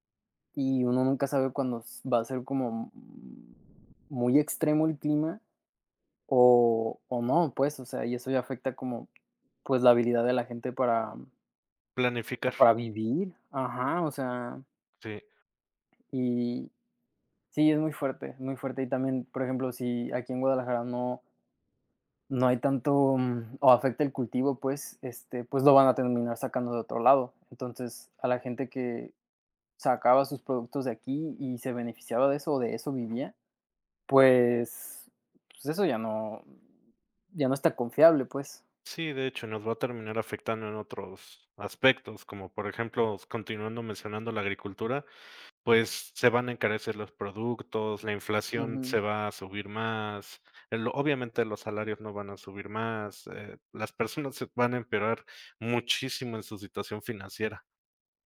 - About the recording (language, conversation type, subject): Spanish, unstructured, ¿Por qué crees que es importante cuidar el medio ambiente?
- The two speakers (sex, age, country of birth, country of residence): male, 25-29, Mexico, Mexico; male, 35-39, Mexico, Mexico
- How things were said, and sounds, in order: other background noise; drawn out: "mm"; tapping